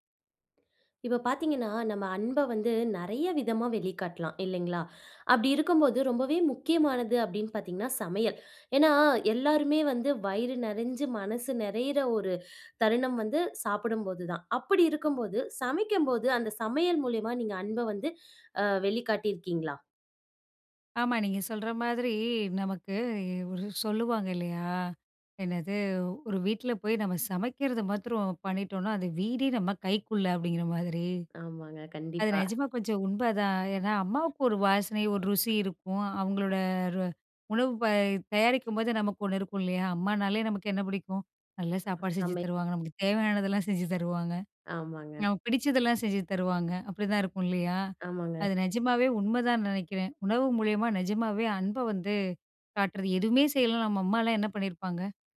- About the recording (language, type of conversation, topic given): Tamil, podcast, சமையல் மூலம் அன்பை எப்படி வெளிப்படுத்தலாம்?
- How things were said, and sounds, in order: other background noise